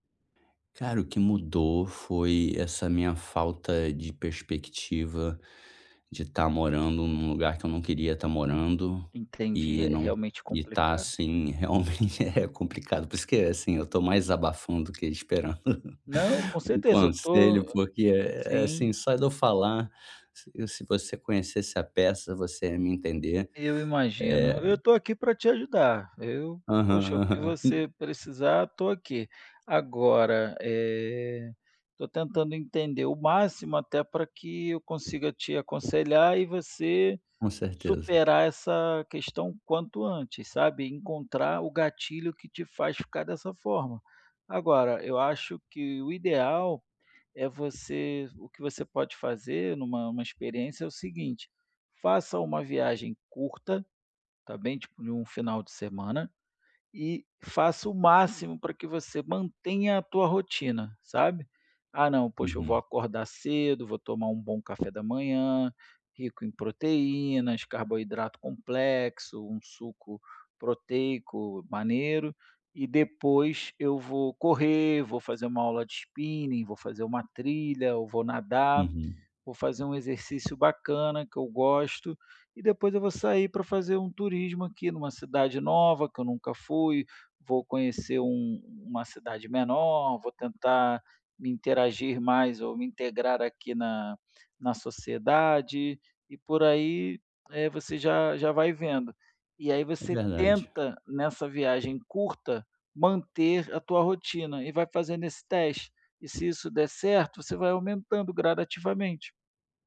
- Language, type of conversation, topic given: Portuguese, advice, Como posso manter hábitos saudáveis durante viagens?
- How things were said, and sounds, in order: laughing while speaking: "realmente, é"; chuckle; tapping